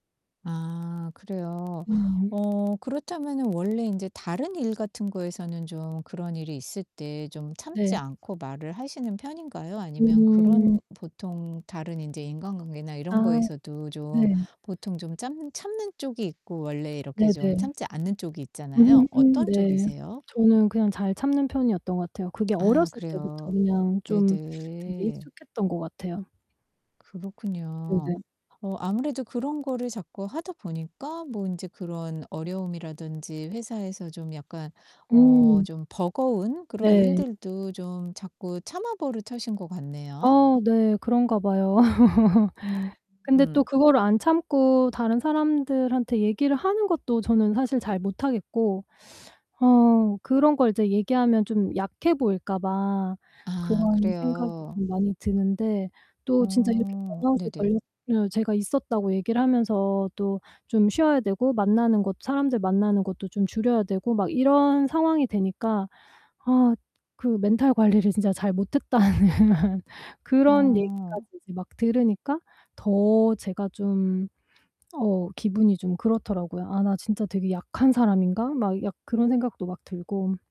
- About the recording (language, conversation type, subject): Korean, advice, 사회적 시선 속에서도 제 진정성을 잃지 않으려면 어떻게 해야 하나요?
- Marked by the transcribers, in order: distorted speech; other background noise; laugh; swallow; laughing while speaking: "못했다.는"